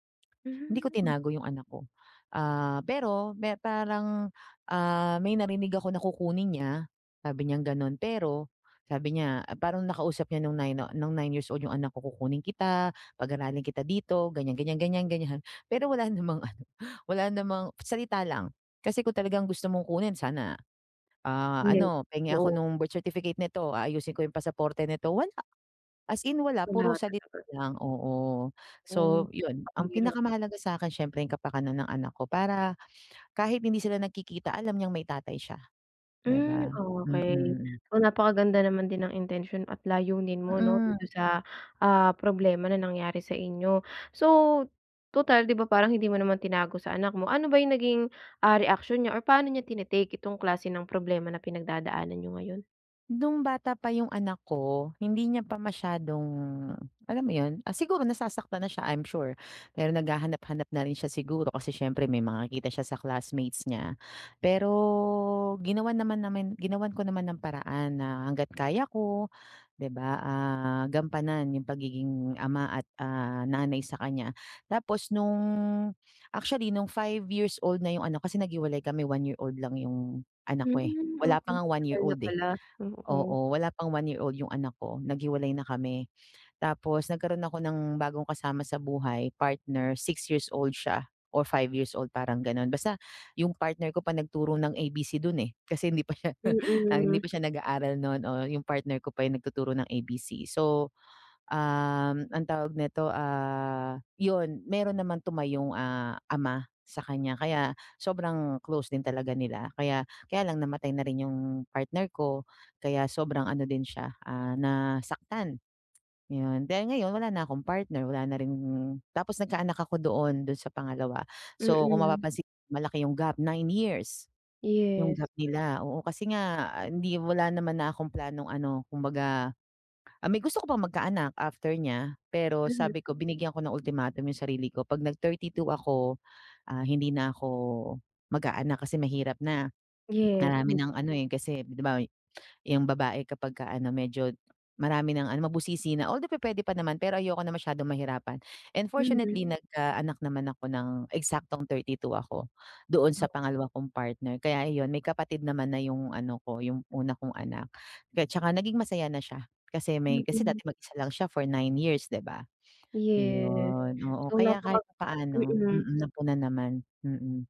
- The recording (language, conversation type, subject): Filipino, advice, Paano kami makakahanap ng kompromiso sa pagpapalaki ng anak?
- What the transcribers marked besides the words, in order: laughing while speaking: "ganyan-ganyan. Pero, wala namang ano"; other background noise; tapping; drawn out: "pero"; laughing while speaking: "hindi pa siya"